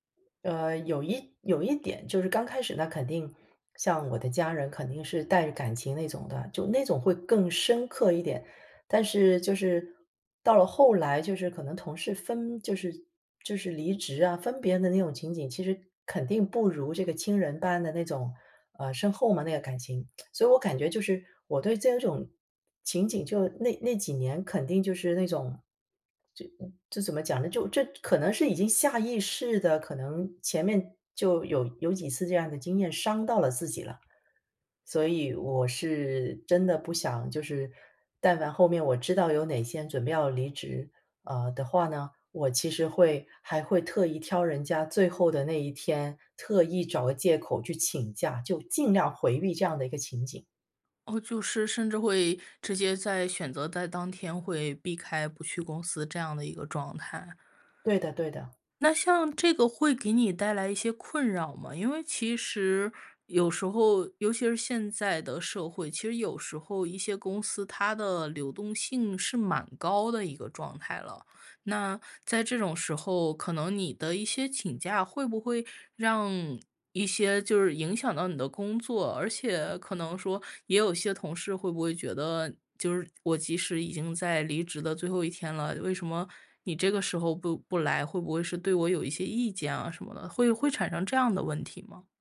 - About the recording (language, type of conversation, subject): Chinese, podcast, 你觉得逃避有时候算是一种自我保护吗？
- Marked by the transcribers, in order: other background noise; tsk